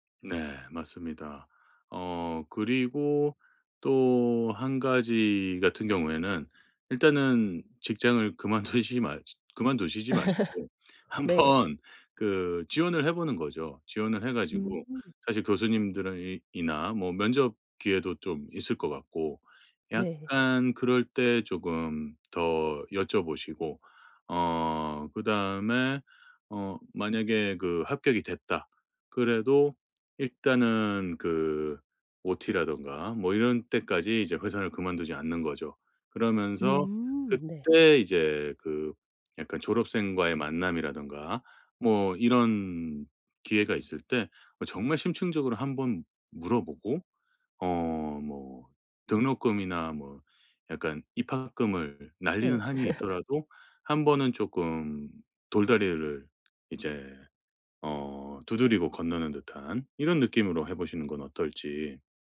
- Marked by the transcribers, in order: laugh; other background noise; laugh; tapping
- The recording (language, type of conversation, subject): Korean, advice, 내 목표를 이루는 데 어떤 장애물이 생길 수 있나요?